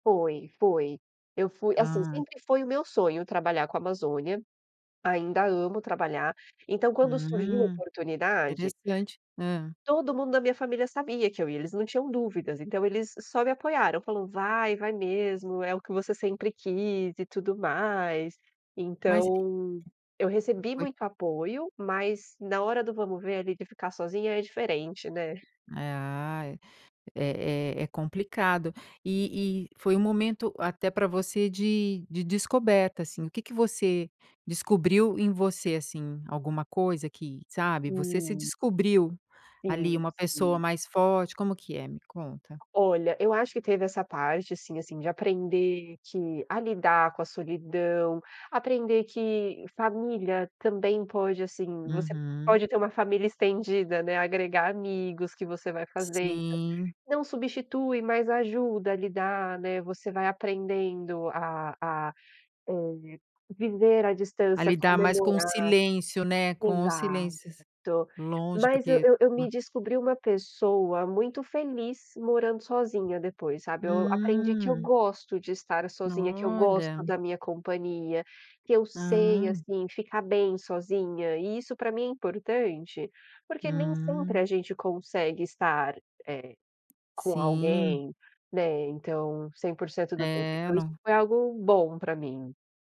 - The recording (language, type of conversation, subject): Portuguese, podcast, Como foi a sua primeira experiência longe da família?
- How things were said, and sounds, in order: none